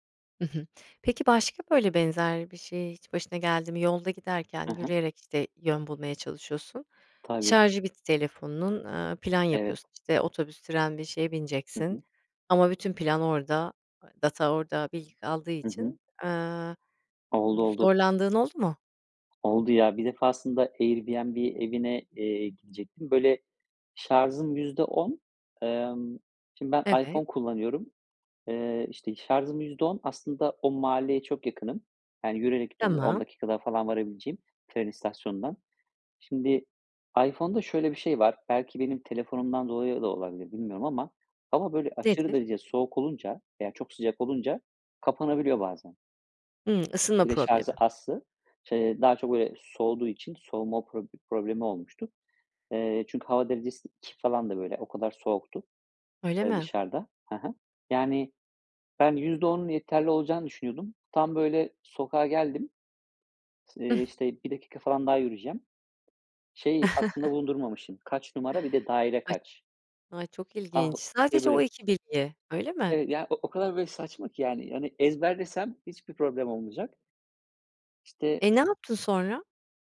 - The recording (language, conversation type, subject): Turkish, podcast, Telefonunun şarjı bittiğinde yolunu nasıl buldun?
- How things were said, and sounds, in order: other background noise; tapping; other noise; "şarjım" said as "şarzım"; "şarjım" said as "şarzım"; "şarjı" said as "şarzı"; chuckle; chuckle